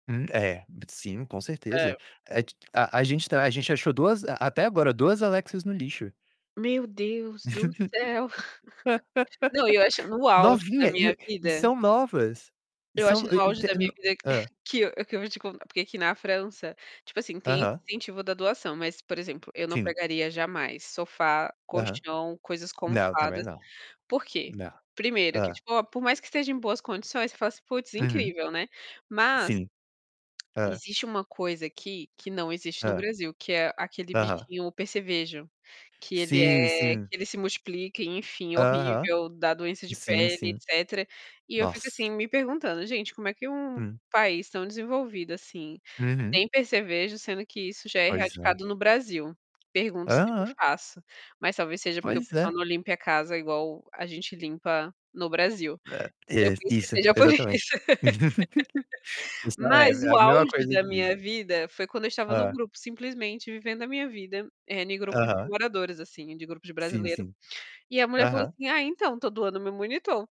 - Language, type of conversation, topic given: Portuguese, unstructured, Como você organiza o seu dia para aproveitar melhor o tempo?
- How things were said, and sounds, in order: laugh; distorted speech; chuckle; chuckle; tapping; laugh